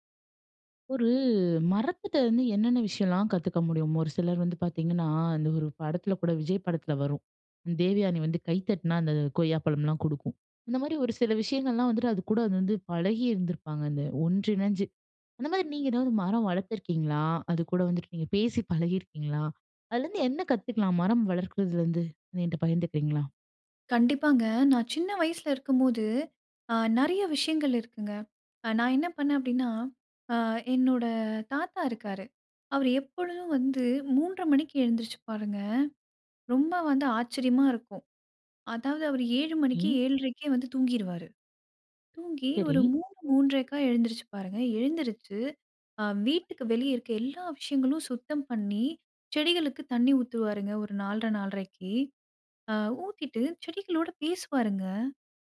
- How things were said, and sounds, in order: none
- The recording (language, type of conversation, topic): Tamil, podcast, ஒரு மரத்திடம் இருந்து என்ன கற்க முடியும்?